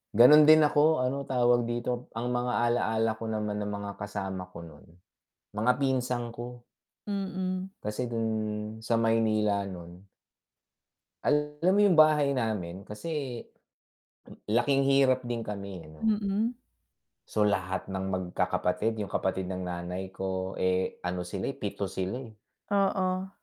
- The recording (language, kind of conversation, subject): Filipino, unstructured, Ano ang pinakaunang alaala mo noong bata ka pa?
- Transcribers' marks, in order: static; distorted speech; other background noise